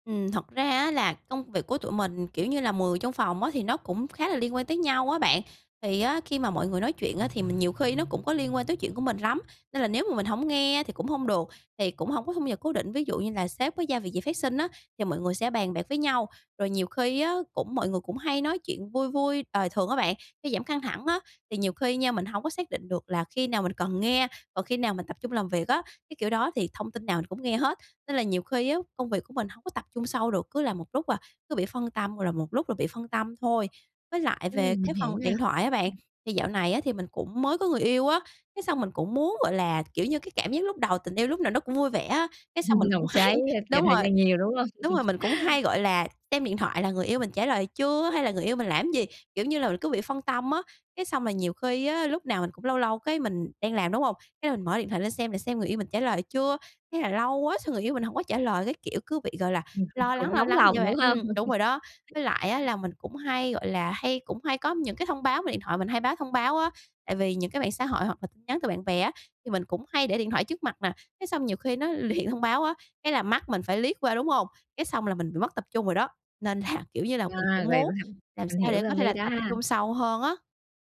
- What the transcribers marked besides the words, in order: other background noise; "thu" said as "thưm"; tapping; laugh; laughing while speaking: "hay"; laughing while speaking: "hông?"; chuckle; chuckle; laughing while speaking: "luyện"; laughing while speaking: "là"
- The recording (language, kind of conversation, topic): Vietnamese, advice, Làm sao để xây dựng thói quen tập trung sâu hơn khi làm việc?